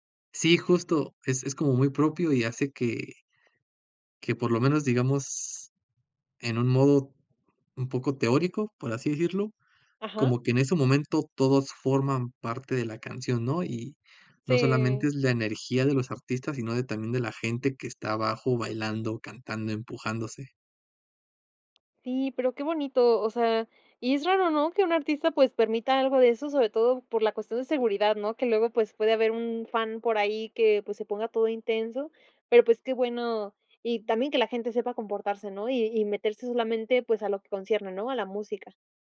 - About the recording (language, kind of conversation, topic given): Spanish, podcast, ¿Qué artista recomendarías a cualquiera sin dudar?
- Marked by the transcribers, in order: none